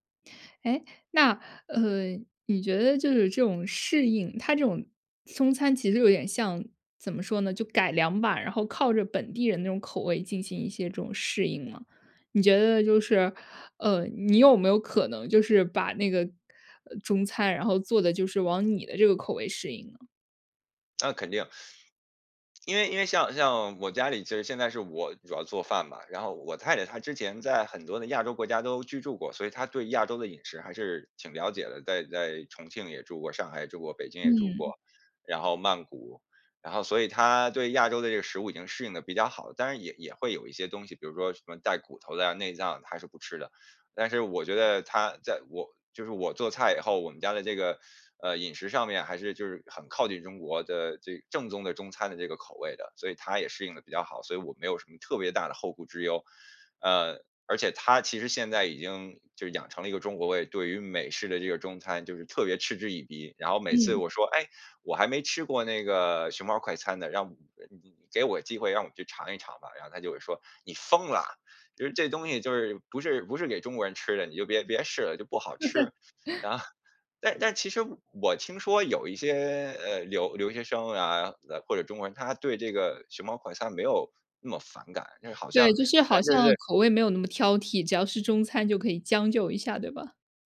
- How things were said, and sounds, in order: laugh
- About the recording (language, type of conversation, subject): Chinese, podcast, 移民后你最难适应的是什么？